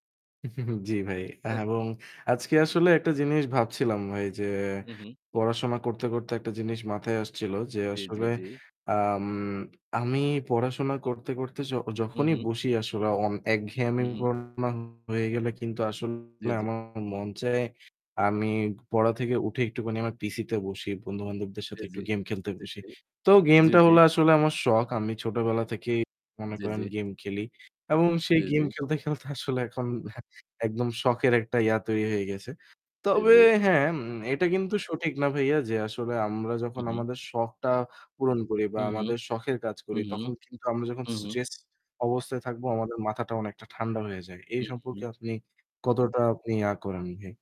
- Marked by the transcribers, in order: chuckle; static; scoff; distorted speech; laughing while speaking: "আসলে এখন"
- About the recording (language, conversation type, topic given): Bengali, unstructured, আপনার শখগুলো কীভাবে আপনার মন ভালো রাখতে সাহায্য করে?